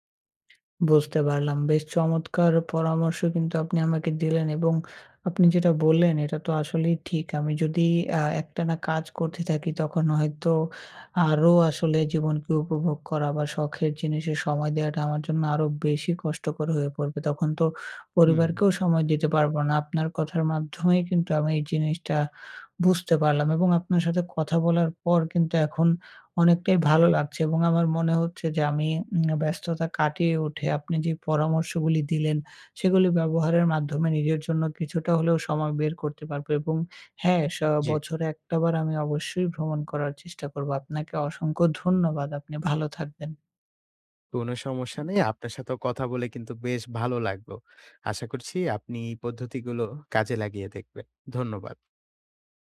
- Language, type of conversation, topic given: Bengali, advice, আপনি কি অবসর সময়ে শখ বা আনন্দের জন্য সময় বের করতে পারছেন না?
- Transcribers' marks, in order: none